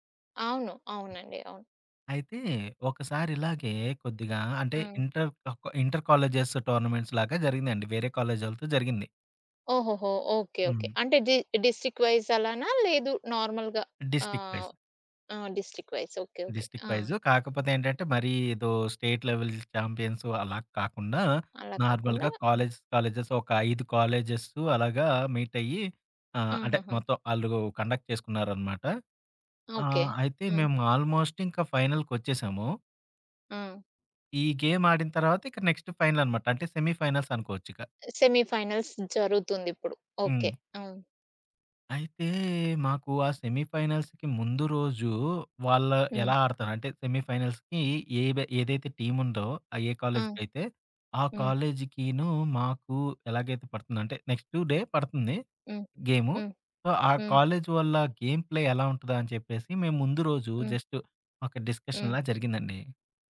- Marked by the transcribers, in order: other background noise; in English: "ఇంటర్"; in English: "ఇంటర్ కాలేజెస్ టోర్నమెంట్స్"; in English: "డి డిస్ట్రిక్ట్ వైజ్"; in English: "నార్మల్‌గా"; in English: "డిస్ట్రిక్ట్ వైజ్"; in English: "డిస్ట్రిక్ట్ వైజ్"; in English: "డిస్ట్రిక్ట్"; in English: "స్టేట్ లెవెల్ చాం‌పియన్స్"; in English: "నార్మల్‌గా కాలేజ్స్ కాలేజెస్"; in English: "మీట్"; in English: "కండక్ట్"; tapping; in English: "ఆల్‌మోస్ట్"; in English: "గేమ్"; in English: "నెక్స్ట్ ఫైనల్"; in English: "సెమీ ఫైనల్స్"; in English: "సెమీ ఫైనల్స్"; in English: "సెమీఫైనల్స్‌కి"; in English: "సెమీఫైనల్స్‌కి"; in English: "టీమ్"; in English: "నెక్స్‌ట్ డే"; in English: "సో"; in English: "గేమ్‌ప్లే"; in English: "జస్ట్"; in English: "డిస్కషన్‌లా"
- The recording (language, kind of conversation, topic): Telugu, podcast, మీరు మీ టీమ్‌లో విశ్వాసాన్ని ఎలా పెంచుతారు?